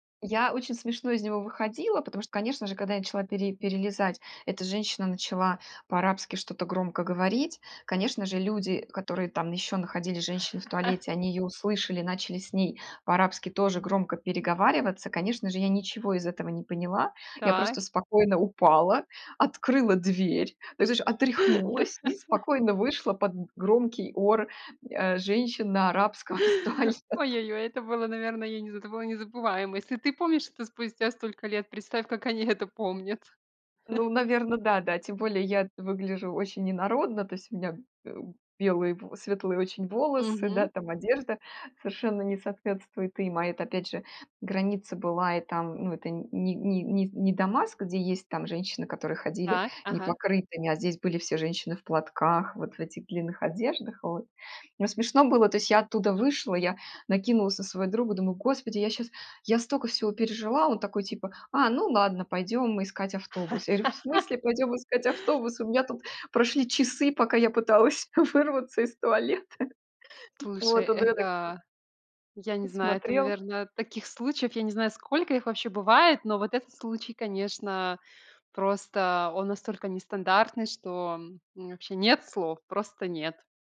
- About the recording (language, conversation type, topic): Russian, podcast, Расскажи о случае, когда ты потерялся в путешествии?
- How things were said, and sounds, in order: chuckle; chuckle; laughing while speaking: "из туалета"; laughing while speaking: "помнят"; chuckle; tapping; laugh; laughing while speaking: "вырваться из туалета"; other background noise